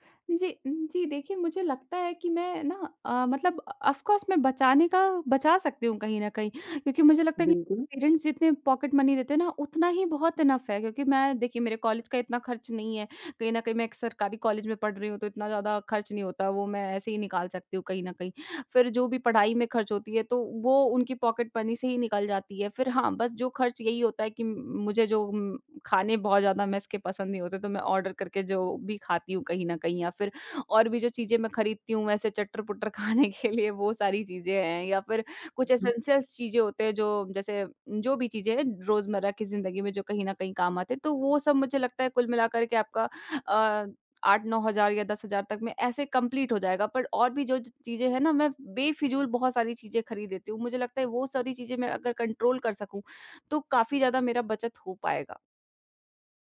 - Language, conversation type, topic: Hindi, advice, क्यों मुझे बजट बनाना मुश्किल लग रहा है और मैं शुरुआत कहाँ से करूँ?
- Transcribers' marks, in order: in English: "ऑफ कोर्स"; in English: "पेरेंट्स"; in English: "पॉकेट मनी"; in English: "इनफ"; in English: "पॉकेट मनी"; laughing while speaking: "खाने के लिए"; in English: "कंप्लीट"; in English: "कंट्रोल"